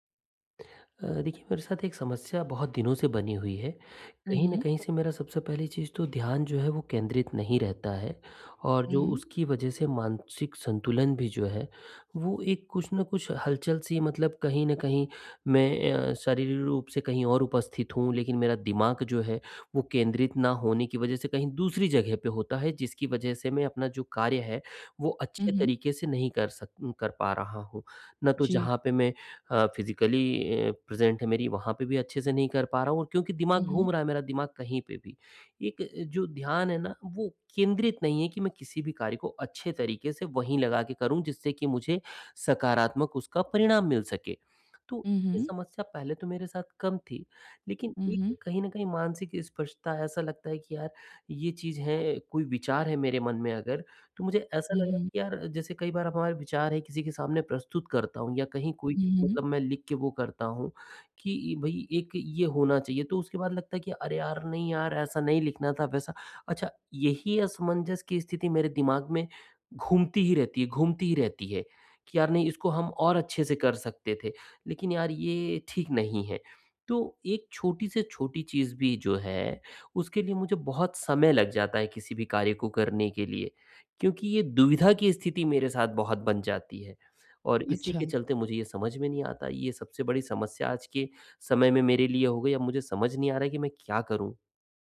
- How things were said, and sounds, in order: other background noise; in English: "फ़िज़िकली"; in English: "प्रेज़ेंट"
- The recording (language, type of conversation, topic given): Hindi, advice, मैं मानसिक स्पष्टता और एकाग्रता फिर से कैसे हासिल करूँ?